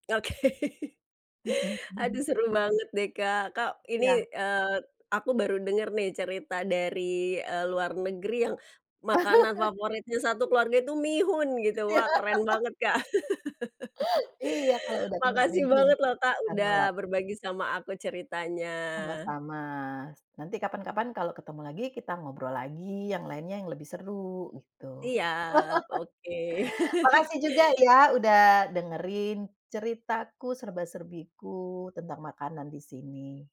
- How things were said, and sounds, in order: laughing while speaking: "Oke"; laugh; laughing while speaking: "Ya"; laugh; laugh; chuckle
- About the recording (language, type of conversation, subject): Indonesian, podcast, Bagaimana cara sederhana membuat makanan penghibur untuk teman yang sedang sedih?